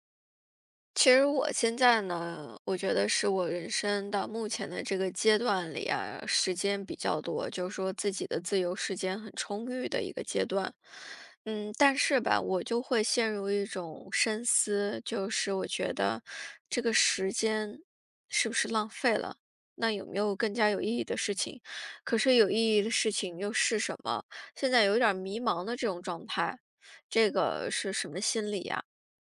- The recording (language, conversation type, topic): Chinese, advice, 我怎样才能把更多时间投入到更有意义的事情上？
- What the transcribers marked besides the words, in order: none